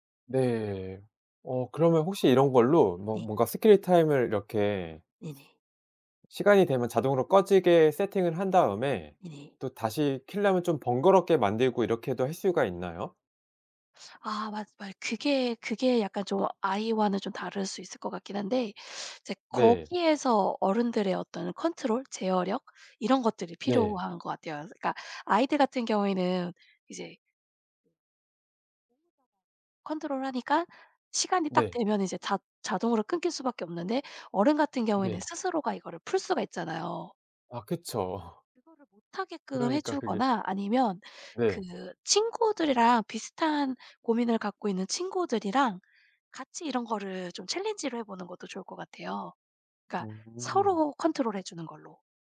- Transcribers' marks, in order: other background noise; "키려면" said as "킬라면"; inhale
- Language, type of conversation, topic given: Korean, advice, 스마트폰과 미디어 사용을 조절하지 못해 시간을 낭비했던 상황을 설명해 주실 수 있나요?